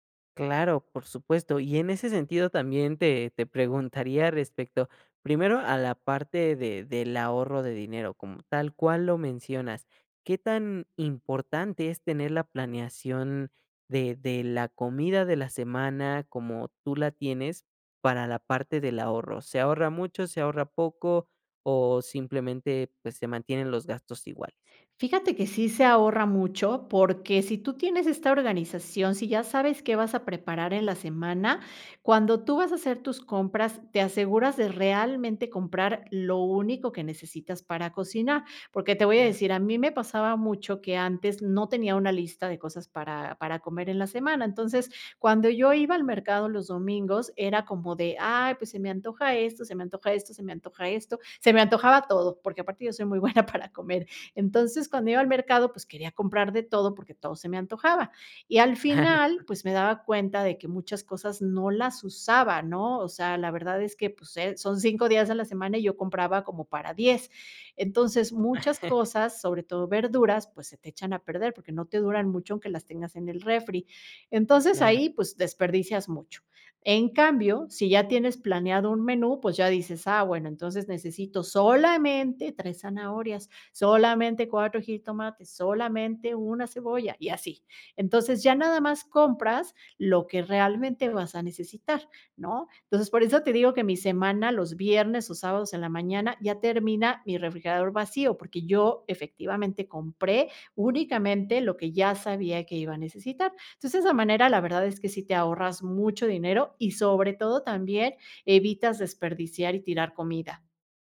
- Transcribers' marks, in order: laughing while speaking: "buena para comer"; laughing while speaking: "Claro"; chuckle; stressed: "solamente"
- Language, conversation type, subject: Spanish, podcast, ¿Cómo te organizas para comer más sano sin complicarte?